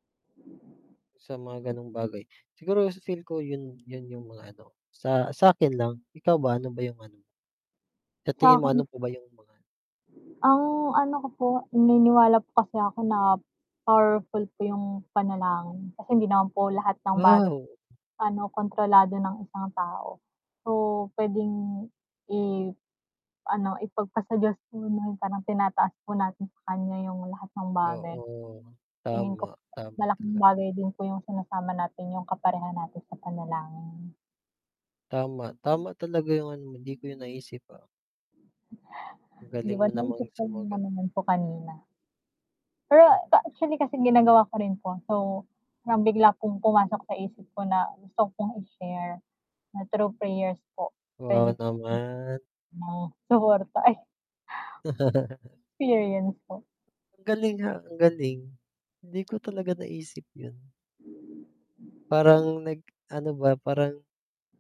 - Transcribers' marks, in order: other background noise; static; exhale; unintelligible speech; chuckle; laughing while speaking: "ay, experience po"
- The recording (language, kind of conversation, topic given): Filipino, unstructured, Paano mo sinusuportahan ang kapareha mo sa mga hamon sa buhay?